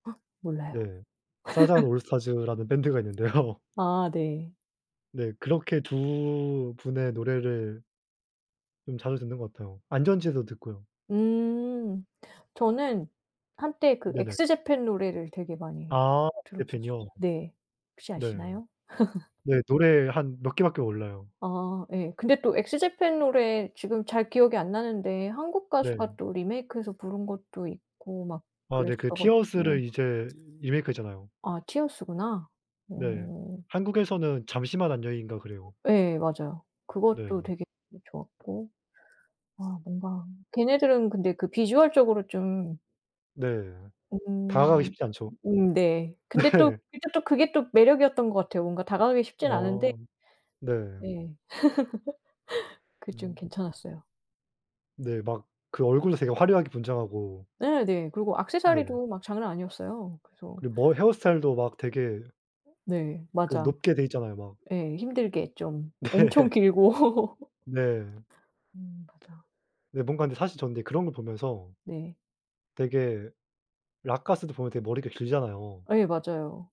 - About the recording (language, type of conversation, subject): Korean, unstructured, 어떤 음악을 들으면 기분이 좋아지나요?
- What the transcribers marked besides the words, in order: laugh; laughing while speaking: "있는데요"; laugh; other background noise; tapping; laughing while speaking: "네"; laugh; laughing while speaking: "네"; laugh